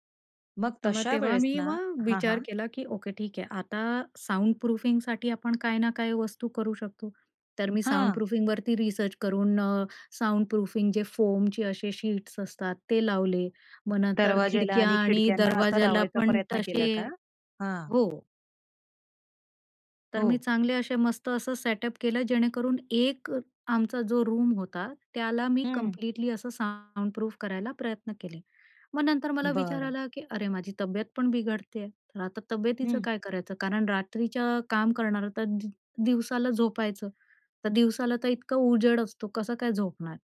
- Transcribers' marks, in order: in English: "साउंड प्रूफिंगसाठी"; tapping; in English: "साउंड प्रूफिंगसाठी"; in English: "साउंड प्रूफिंग"; other background noise; in English: "सेटअप"; in English: "रूम"; in English: "साउंडप्रूफ"
- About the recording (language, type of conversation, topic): Marathi, podcast, वाटेत अडथळे आले की तुम्ही पुन्हा उभं कसं राहता?